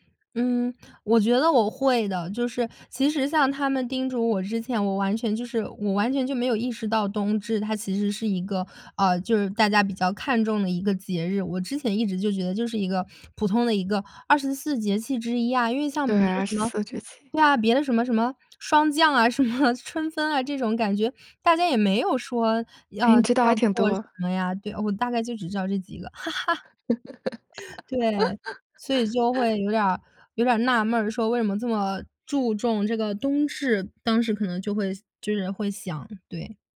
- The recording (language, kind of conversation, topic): Chinese, podcast, 你家乡有哪些与季节有关的习俗？
- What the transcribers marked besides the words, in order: "节气" said as "绝气"; laughing while speaking: "什么"; laugh